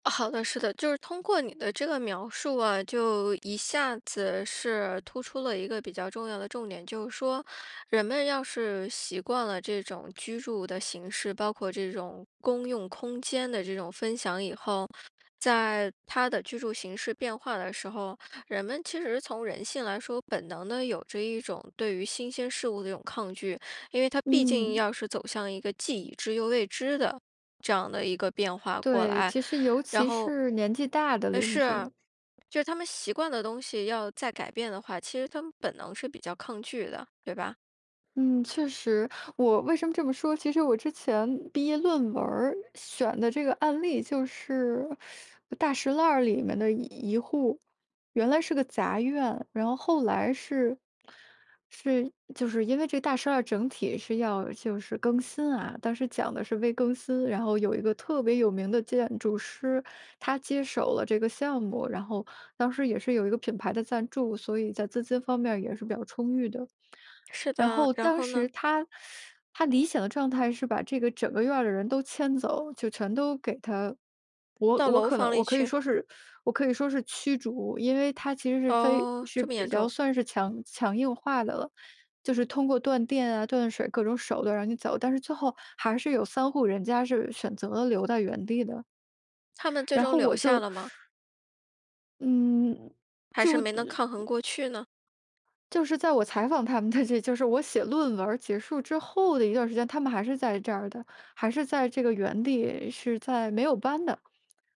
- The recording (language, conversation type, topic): Chinese, podcast, 哪些小事能增进邻里感情？
- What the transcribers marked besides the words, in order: other background noise; tapping; teeth sucking; teeth sucking; teeth sucking; laughing while speaking: "他们的"